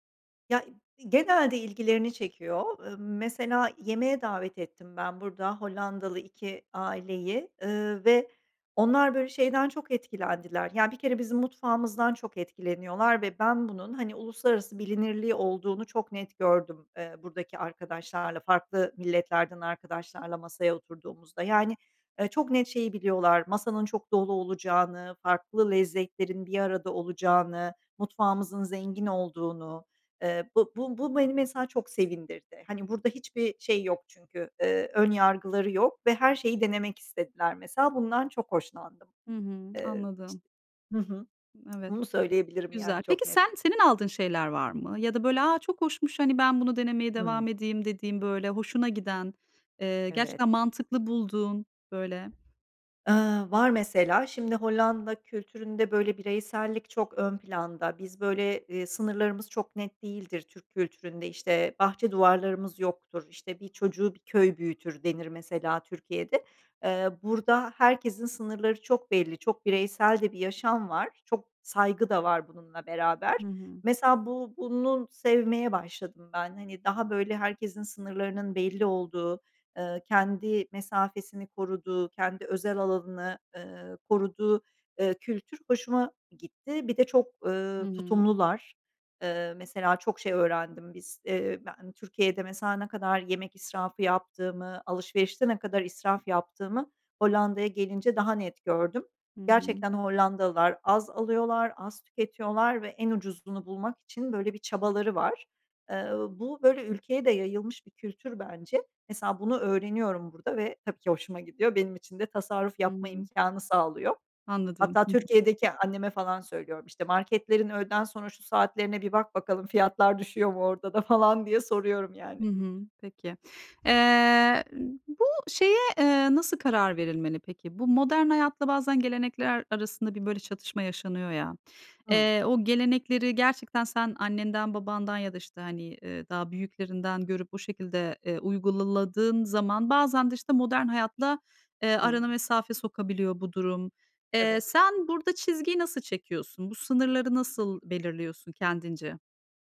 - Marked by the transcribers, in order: other background noise; tongue click; tapping
- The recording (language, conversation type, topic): Turkish, podcast, Kültürünü yaşatmak için günlük hayatında neler yapıyorsun?